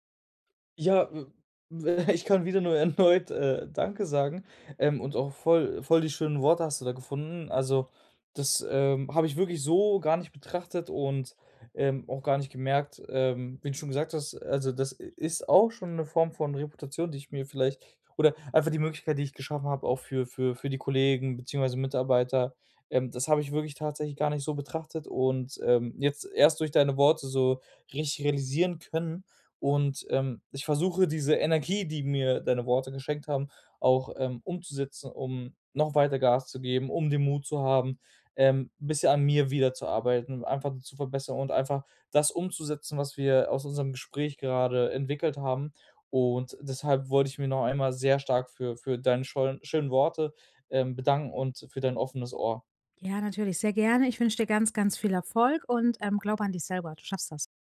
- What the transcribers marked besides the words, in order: laughing while speaking: "ich"; laughing while speaking: "erneut"; laughing while speaking: "Energie"; other background noise
- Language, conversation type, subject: German, advice, Wie kann ich mit Rückschlägen umgehen und meinen Ruf schützen?